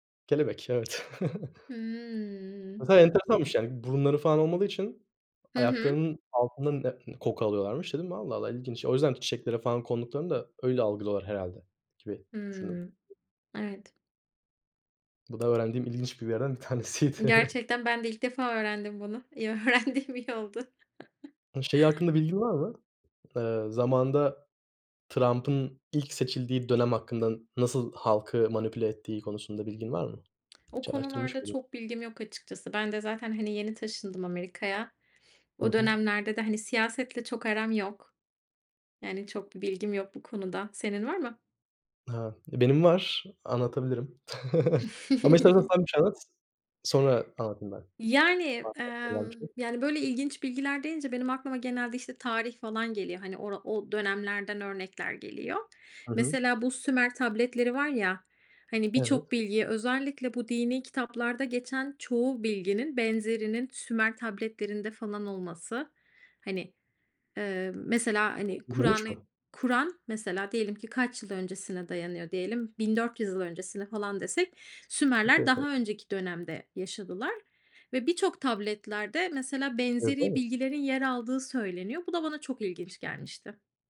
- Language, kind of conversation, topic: Turkish, unstructured, Hayatında öğrendiğin en ilginç bilgi neydi?
- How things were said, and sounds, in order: other background noise; chuckle; drawn out: "Hıı"; tapping; other noise; laughing while speaking: "tanesiydi"; chuckle; laughing while speaking: "öğrendiğim"; chuckle; chuckle